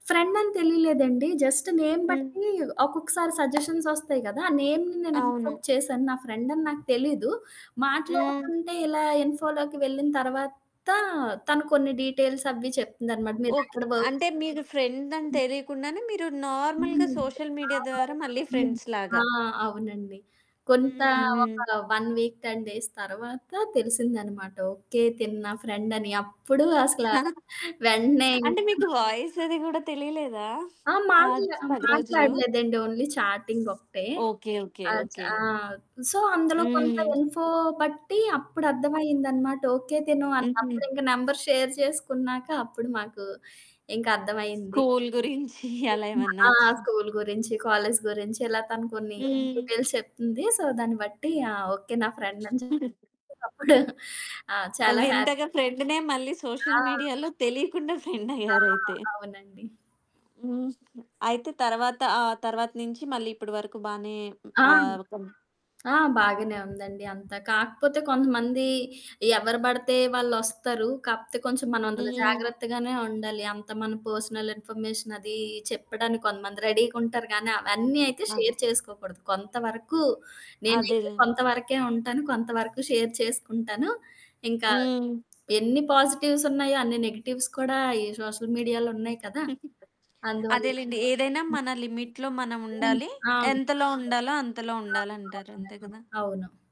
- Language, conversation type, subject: Telugu, podcast, సామాజిక మాధ్యమాలు స్నేహాలను ఎలా మార్చాయి?
- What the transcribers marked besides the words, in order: static; in English: "జస్ట్ నేమ్"; other background noise; in English: "నేమ్‌ని"; in English: "యాక్సెప్ట్"; in English: "ఇన్ఫోలోకి"; in English: "డీటెయిల్స్"; in English: "వర్క్"; unintelligible speech; in English: "నార్మల్‌గా సోషల్ మీడియా"; unintelligible speech; in English: "ఫ్రెండ్స్‌లాగా"; in English: "వన్ వీక్, టెన్ డేస్"; giggle; in English: "వాయిస్"; in English: "ఓన్లీ"; in English: "సో"; in English: "ఇన్ఫో"; in English: "నంబర్ షేర్"; unintelligible speech; giggle; in English: "డీటెయిల్స్"; in English: "సో"; chuckle; distorted speech; chuckle; in English: "ఫ్రెండ్‌నే"; in English: "సోషల్ మీడియాలో"; laughing while speaking: "ఫెండయ్యారైతే"; tapping; in English: "పర్సనల్ ఇన్ఫర్మేషన్"; in English: "రెడీగుంటారు"; in English: "షేర్"; in English: "షేర్"; in English: "నెగెటివ్స్"; in English: "సోషల్ మీడియాలో"; giggle; in English: "లిమిట్‌లో"